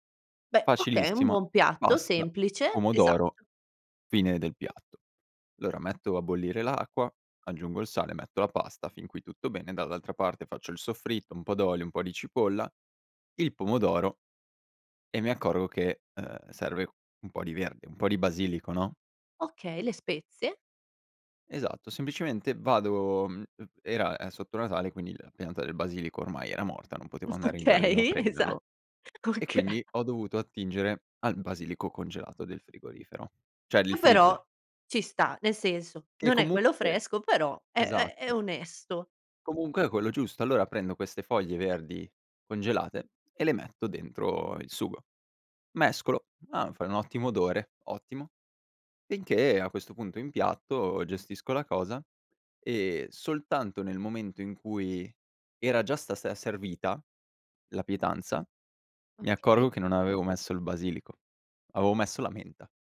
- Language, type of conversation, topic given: Italian, podcast, Raccontami di un errore in cucina che poi è diventato una tradizione?
- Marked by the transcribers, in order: "Allora" said as "lora"; laughing while speaking: "Okay, esa oka"; chuckle; "cioè" said as "ceh"